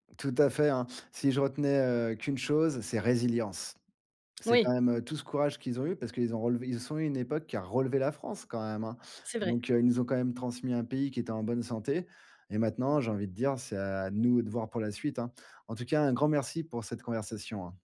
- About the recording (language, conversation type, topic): French, podcast, Qu’est-ce que tes grands-parents t’ont appris ?
- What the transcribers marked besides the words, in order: none